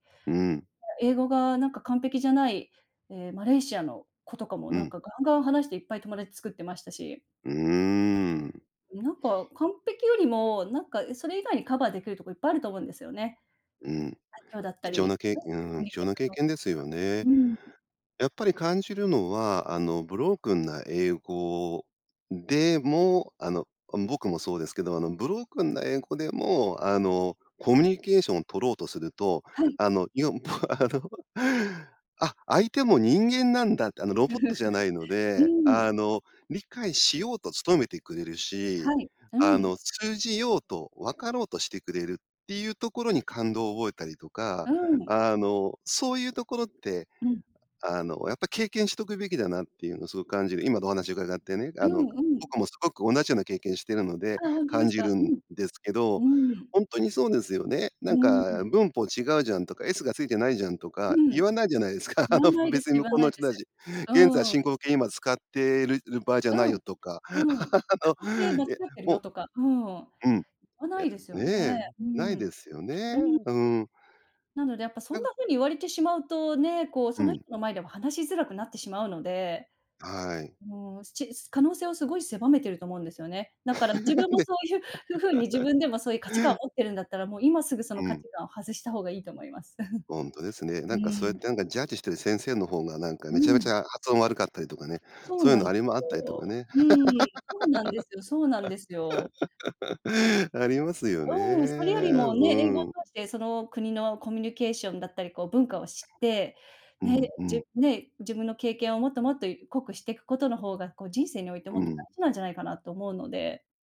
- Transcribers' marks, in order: unintelligible speech; chuckle; chuckle; laughing while speaking: "じゃないですか"; laughing while speaking: "あの"; unintelligible speech; laugh; chuckle; chuckle; laugh
- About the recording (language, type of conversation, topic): Japanese, podcast, 失敗を許す環境づくりはどうすればいいですか？